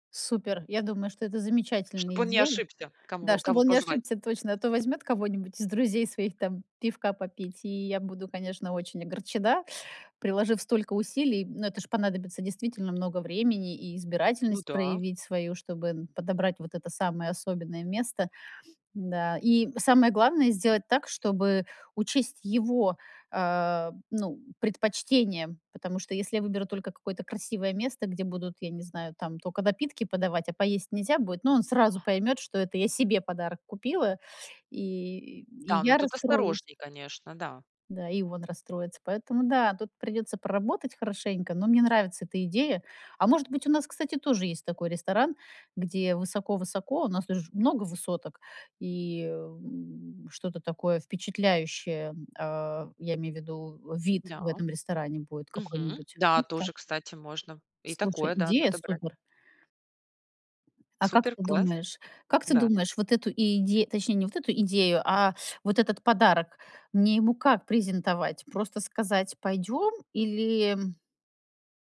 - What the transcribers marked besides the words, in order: other background noise; tapping; sniff
- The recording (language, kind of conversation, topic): Russian, advice, Как подобрать подарок близкому человеку, чтобы он действительно понравился?